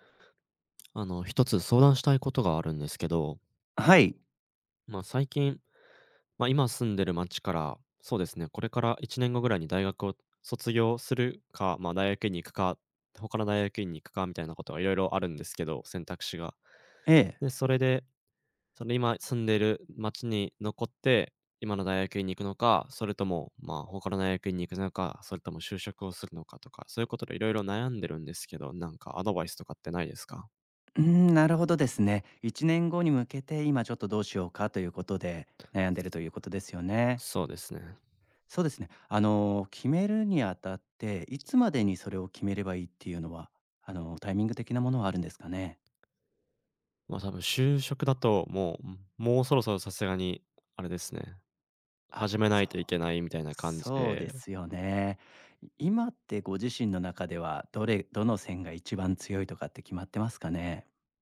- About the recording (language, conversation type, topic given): Japanese, advice, 引っ越して新しい街で暮らすべきか迷っている理由は何ですか？
- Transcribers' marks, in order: none